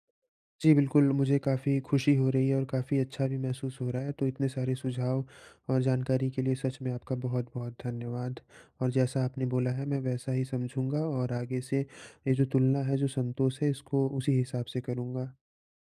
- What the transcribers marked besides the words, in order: none
- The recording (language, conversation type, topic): Hindi, advice, मैं दूसरों से अपनी तुलना कम करके अधिक संतोष कैसे पा सकता/सकती हूँ?